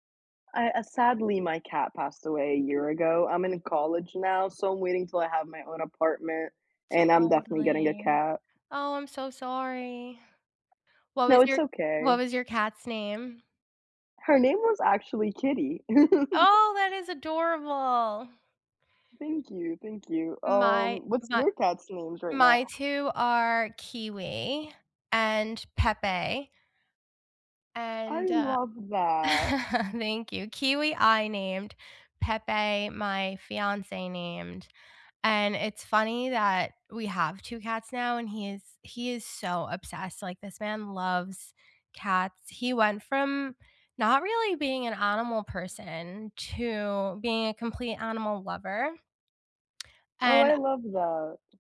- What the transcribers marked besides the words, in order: tapping; chuckle; other background noise; chuckle
- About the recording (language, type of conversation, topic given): English, unstructured, How do pets shape your everyday life and connections with others?
- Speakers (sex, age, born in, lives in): female, 18-19, Egypt, United States; female, 35-39, United States, United States